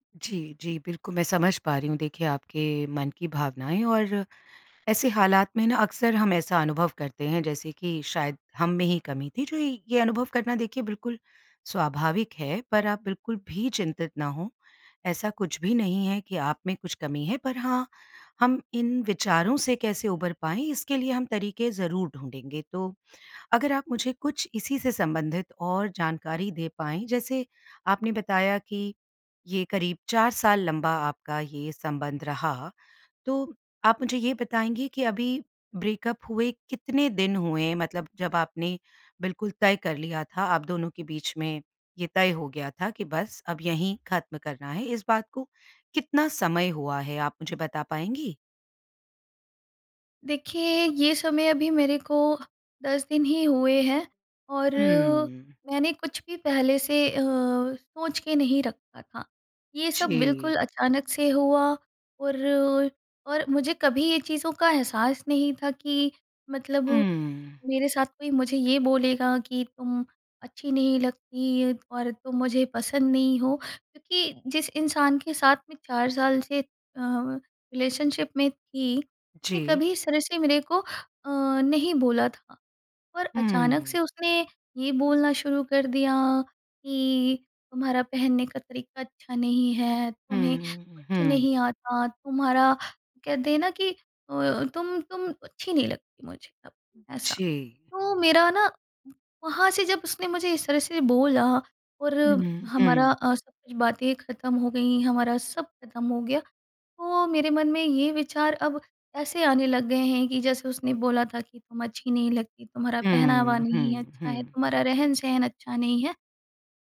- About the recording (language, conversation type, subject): Hindi, advice, ब्रेकअप के बाद आप खुद को कम क्यों आंक रहे हैं?
- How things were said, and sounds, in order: in English: "ब्रेकअप"; in English: "रिलेशनशिप"